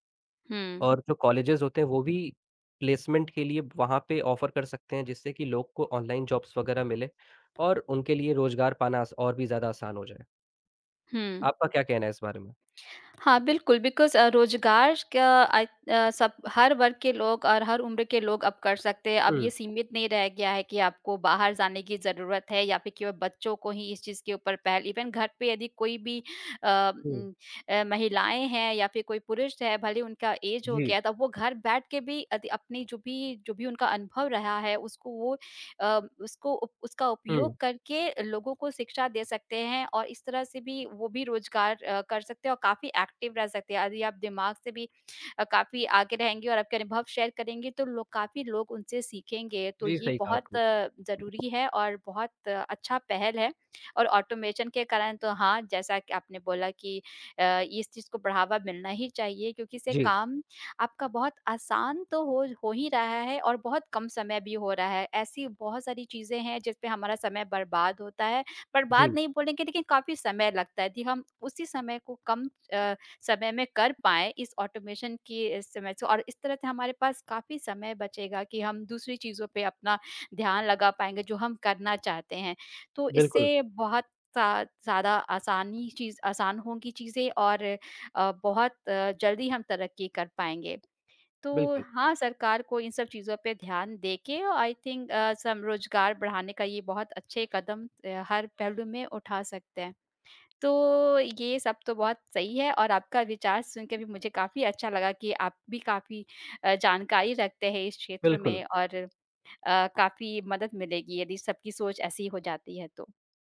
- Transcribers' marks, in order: in English: "कॉलेजेस"; in English: "प्लेसमेंट"; in English: "ऑफ़र"; in English: "जॉब्स"; tapping; in English: "बिकॉज़"; in English: "इवन"; in English: "ऐज"; in English: "एक्टिव"; in English: "शेयर"; in English: "ऑटोमेशन"; in English: "ऑटोमेशन"; in English: "आई थिंक"
- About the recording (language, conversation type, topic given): Hindi, unstructured, सरकार को रोजगार बढ़ाने के लिए कौन से कदम उठाने चाहिए?